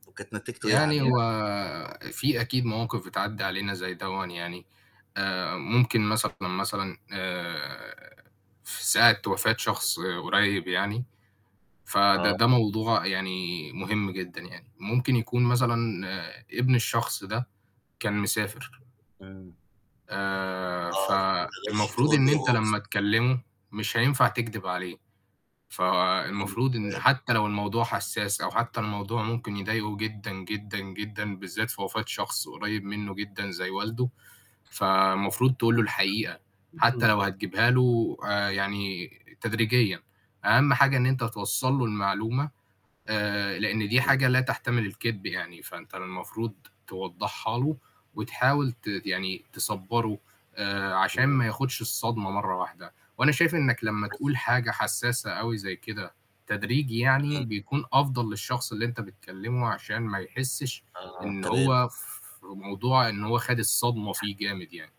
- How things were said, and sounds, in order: background speech; tapping; distorted speech; unintelligible speech; throat clearing; other noise; static
- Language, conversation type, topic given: Arabic, unstructured, هل لازم تقول الحقيقة دايمًا حتى لو جرحت مشاعر العيلة؟
- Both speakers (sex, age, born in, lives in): male, 18-19, Egypt, Egypt; male, 40-44, Egypt, United States